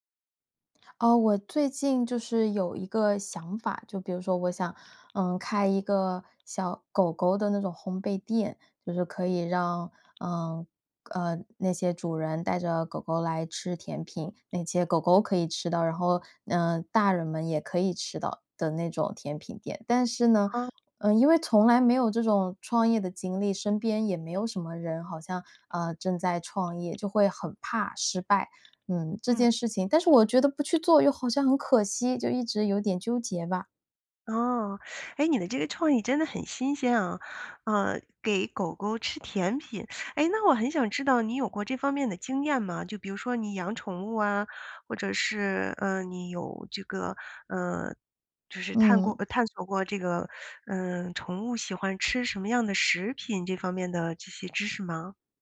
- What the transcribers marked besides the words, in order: other background noise
- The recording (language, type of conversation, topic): Chinese, advice, 我因为害怕经济失败而不敢创业或投资，该怎么办？